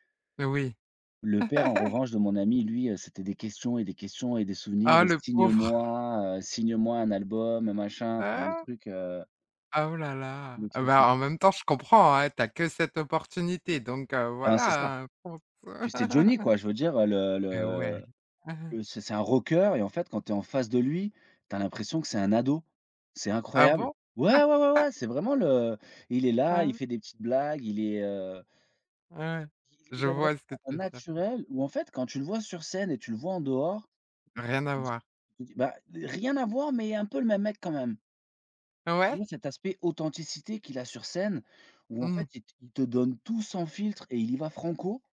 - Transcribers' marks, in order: laugh; laughing while speaking: "le pauvre !"; laugh; chuckle; tapping; laugh; unintelligible speech; stressed: "rien"; stressed: "authenticité"
- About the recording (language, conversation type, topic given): French, podcast, Quelle playlist partagée t’a fait découvrir un artiste ?